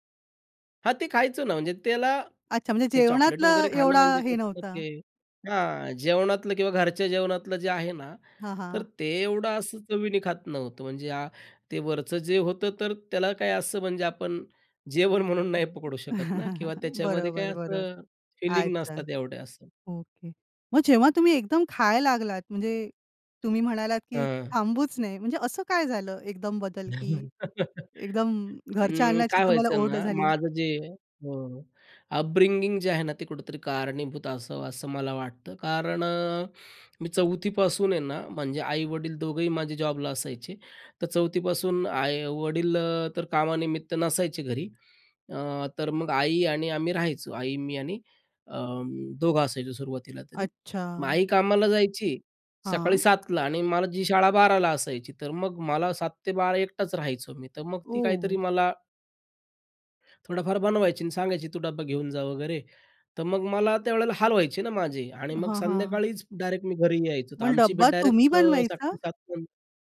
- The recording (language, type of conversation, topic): Marathi, podcast, कुठल्या अन्नांमध्ये आठवणी जागवण्याची ताकद असते?
- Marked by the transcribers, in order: laughing while speaking: "जेवण म्हणून"; other noise; chuckle; chuckle; tapping; in English: "अपब्रिंगिंग"; in English: "टू"